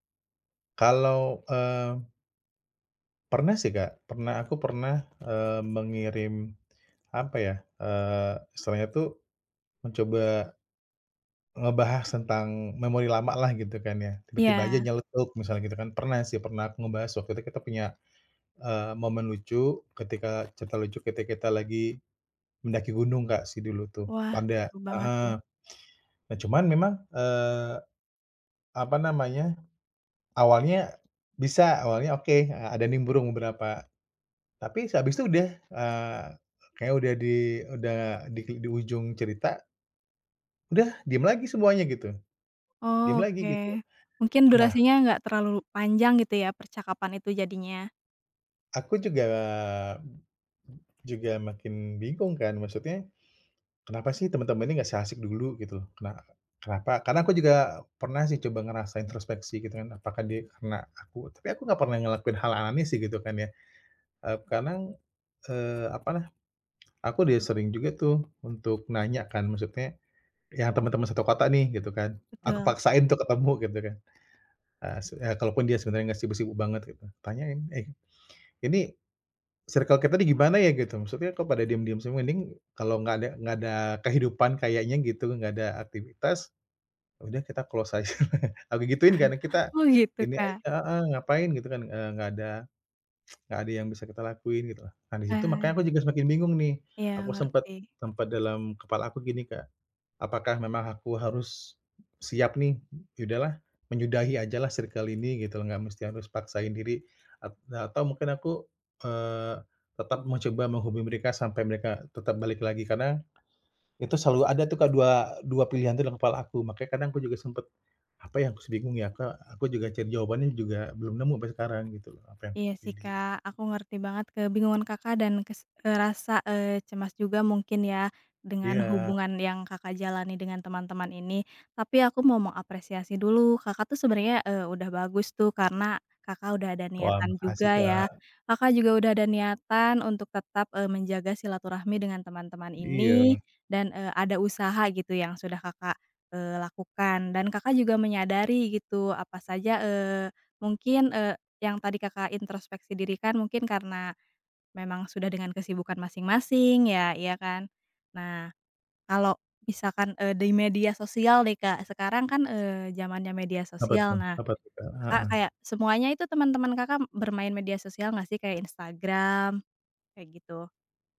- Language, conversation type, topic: Indonesian, advice, Bagaimana perasaanmu saat merasa kehilangan jaringan sosial dan teman-teman lama?
- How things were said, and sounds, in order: other background noise; tapping; in English: "close"; laughing while speaking: "aja"; chuckle; tsk